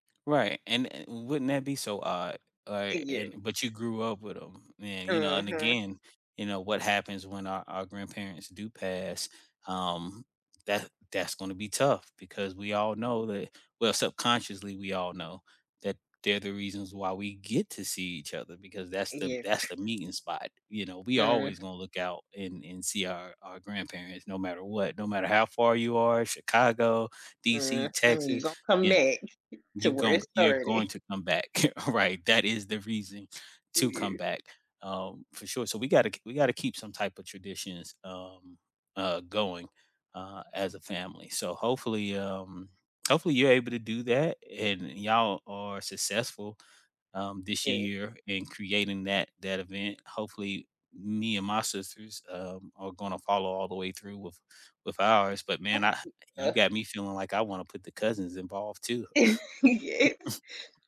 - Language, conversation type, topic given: English, unstructured, What meaningful tradition have you started with friends or family?
- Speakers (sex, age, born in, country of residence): female, 35-39, United States, United States; male, 40-44, United States, United States
- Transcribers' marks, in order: scoff; other background noise; chuckle; tapping; chuckle; laughing while speaking: "started"; chuckle; laughing while speaking: "right?"; unintelligible speech; laughing while speaking: "Yes"; chuckle